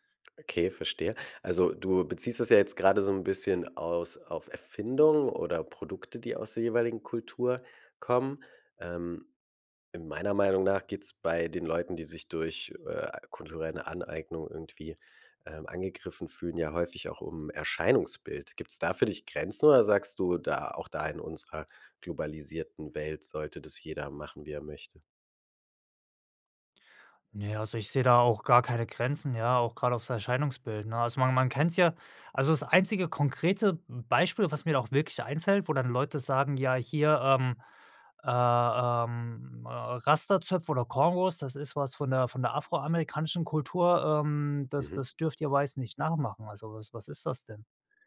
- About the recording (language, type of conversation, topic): German, podcast, Wie gehst du mit kultureller Aneignung um?
- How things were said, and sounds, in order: other background noise